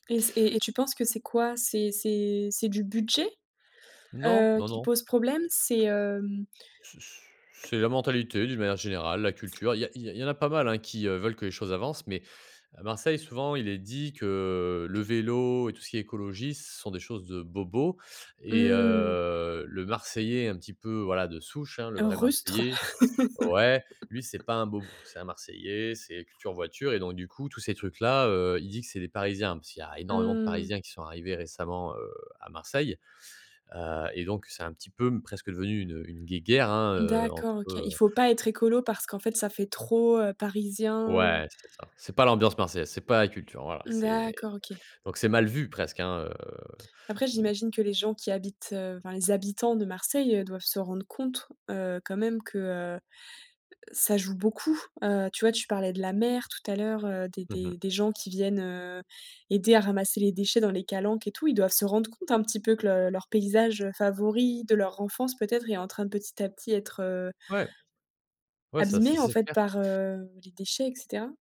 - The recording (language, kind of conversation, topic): French, podcast, Comment la ville pourrait-elle être plus verte, selon toi ?
- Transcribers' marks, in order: tapping; other background noise; stressed: "Rustre"; laugh